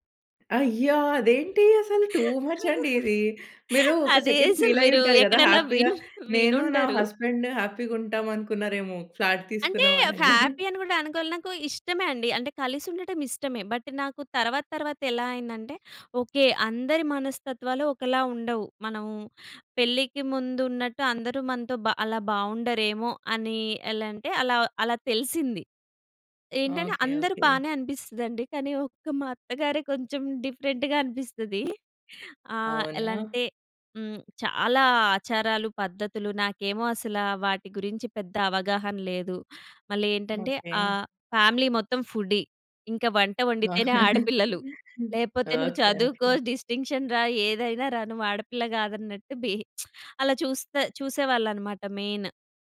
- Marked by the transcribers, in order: other background noise; laughing while speaking: "అదే అసలు మీరు ఎక్కడైనా విను వినుండరు"; in English: "టూ మచ్"; in English: "సెకండ్"; in English: "హ్యాపీగ"; in English: "హస్బెండ్ హ్యాపీగా"; in English: "ఫ్లాట్"; in English: "హ్యాపీ"; chuckle; in English: "బట్"; tapping; in English: "డిఫరెంట్‌గా"; in English: "ఫుడీ"; chuckle; in English: "డిస్టింక్షన్"; lip smack; in English: "మెయిన్"
- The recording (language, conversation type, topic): Telugu, podcast, మీ కుటుంబంలో ప్రతి రోజు జరిగే ఆచారాలు ఏమిటి?